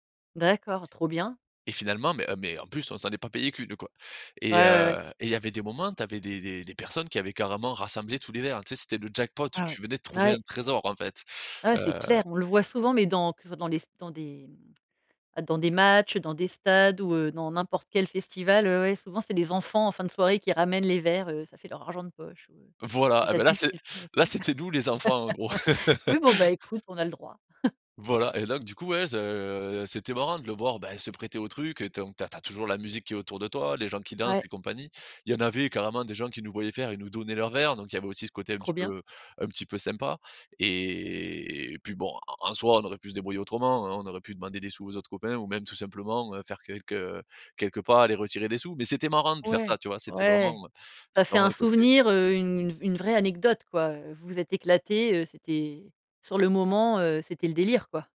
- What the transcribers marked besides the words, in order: laugh; chuckle; drawn out: "et"
- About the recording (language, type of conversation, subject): French, podcast, Quel est ton meilleur souvenir de festival entre potes ?